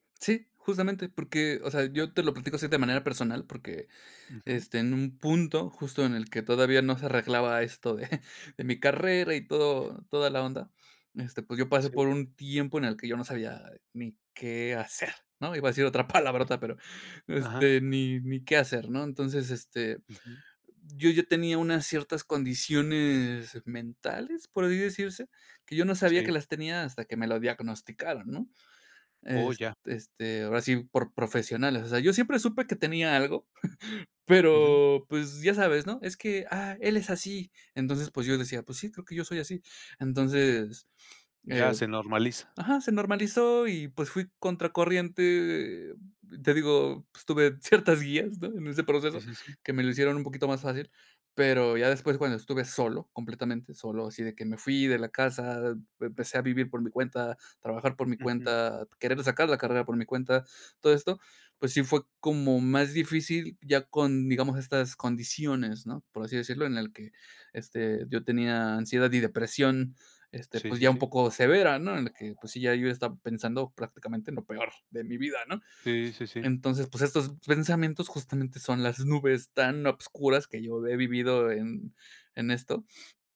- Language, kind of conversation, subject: Spanish, podcast, ¿Cómo manejar los pensamientos durante la práctica?
- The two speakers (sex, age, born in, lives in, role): male, 30-34, Mexico, Mexico, guest; male, 60-64, Mexico, Mexico, host
- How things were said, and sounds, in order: chuckle; sniff